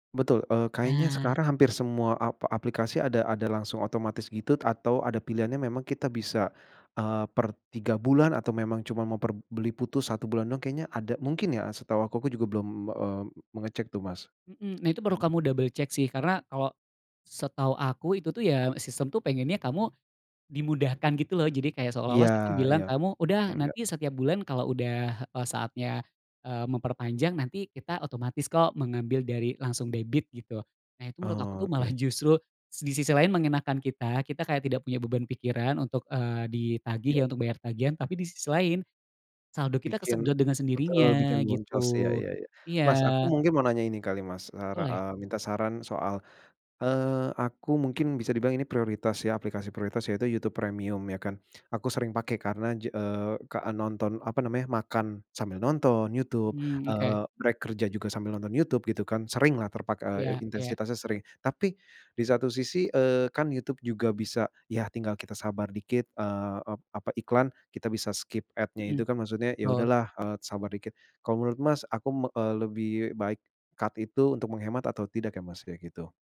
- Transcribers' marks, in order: other background noise; in English: "double check"; tapping; in English: "ad-nya"; in English: "cut"
- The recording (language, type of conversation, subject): Indonesian, advice, Bagaimana cara mengelola langganan digital yang menumpuk tanpa disadari?